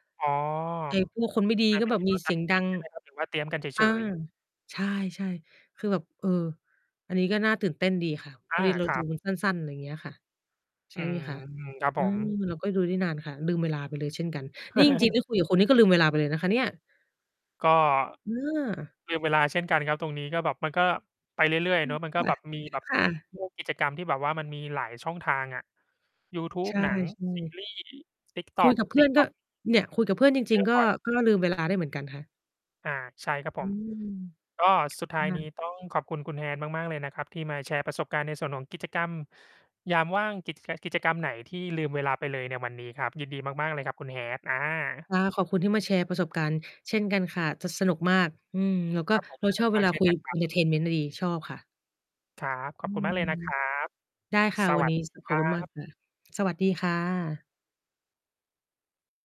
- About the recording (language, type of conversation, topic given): Thai, unstructured, กิจกรรมอะไรที่ทำให้คุณลืมเวลาไปเลย?
- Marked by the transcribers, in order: mechanical hum; distorted speech; chuckle; tapping; in English: "เอนเทอร์เทนเมนต์"